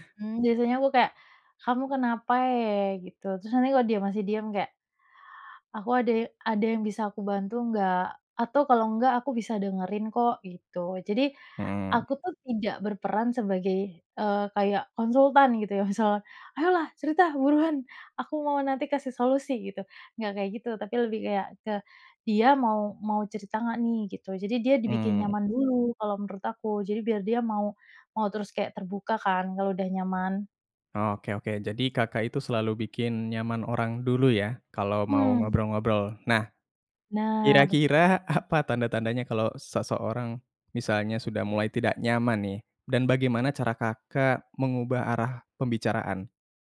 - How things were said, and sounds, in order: none
- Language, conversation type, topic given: Indonesian, podcast, Bagaimana cara mengajukan pertanyaan agar orang merasa nyaman untuk bercerita?